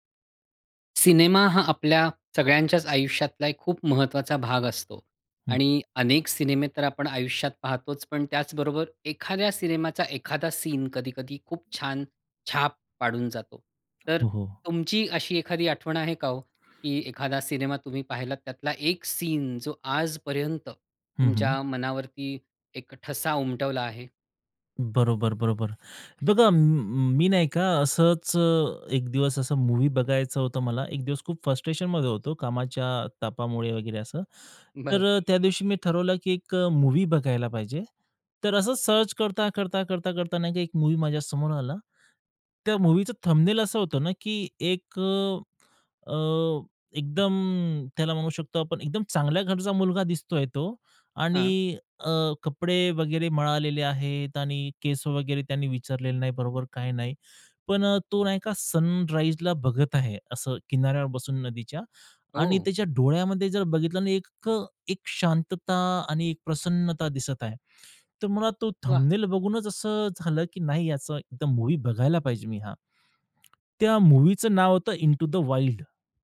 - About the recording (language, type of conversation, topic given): Marathi, podcast, एखाद्या चित्रपटातील एखाद्या दृश्याने तुमच्यावर कसा ठसा उमटवला?
- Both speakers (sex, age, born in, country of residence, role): male, 30-34, India, India, guest; male, 40-44, India, India, host
- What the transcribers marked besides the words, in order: tapping; other noise; other background noise; horn; in English: "सर्च"